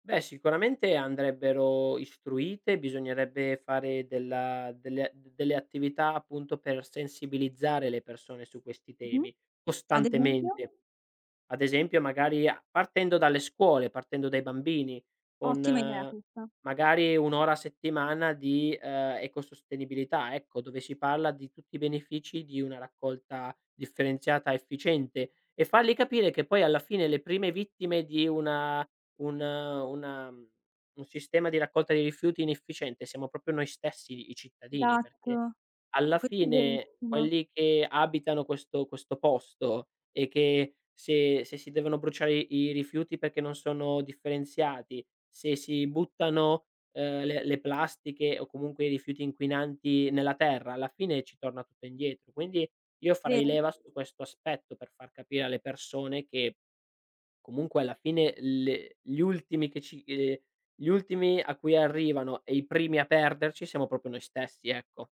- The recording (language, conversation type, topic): Italian, podcast, In che modo la sostenibilità entra nelle tue scelte di stile?
- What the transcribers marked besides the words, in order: other background noise; "proprio" said as "propio"; tapping; "proprio" said as "propio"